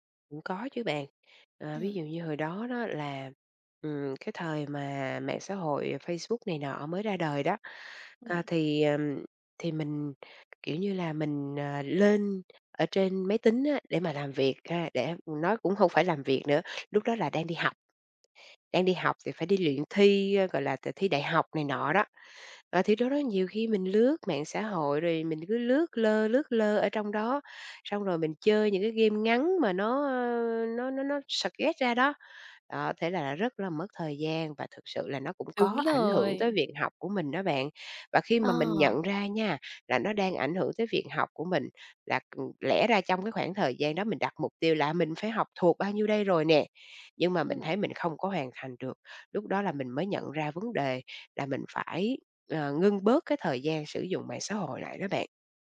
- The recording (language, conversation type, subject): Vietnamese, podcast, Bạn cân bằng thời gian dùng mạng xã hội với đời sống thực như thế nào?
- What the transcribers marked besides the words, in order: in English: "suggest"; tapping